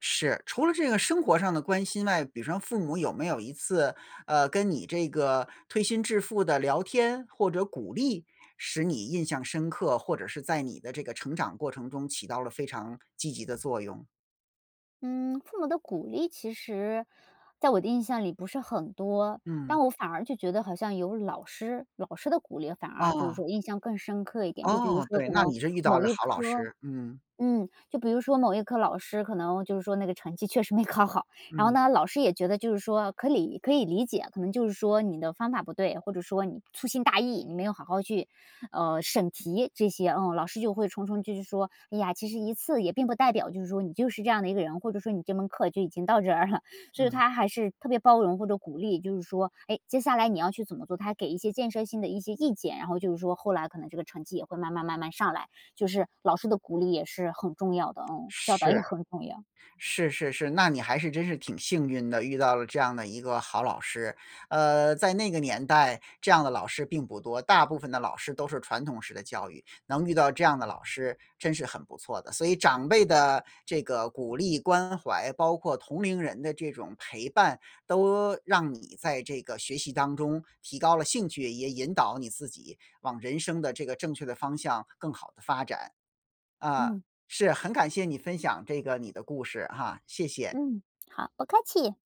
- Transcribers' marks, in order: other background noise; laughing while speaking: "确实没考好"; "可以" said as "可理"; laughing while speaking: "这儿了"; tapping
- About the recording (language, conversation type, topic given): Chinese, podcast, 在你童年与学习有关的回忆里，哪件事让你觉得最温暖？